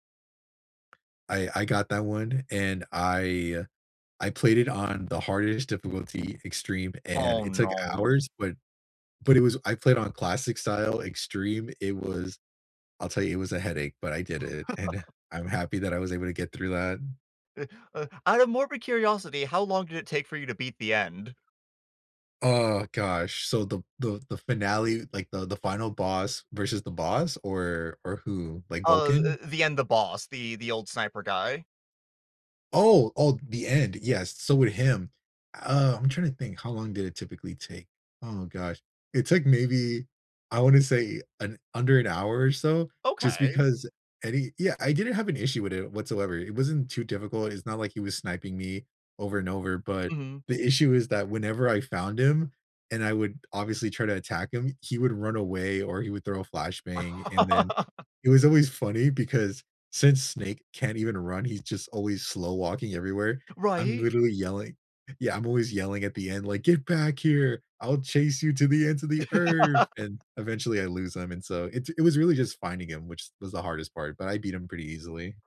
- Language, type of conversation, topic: English, unstructured, What hobby should I try to de-stress and why?
- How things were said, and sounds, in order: tapping; laugh; other background noise; chuckle; laugh; laugh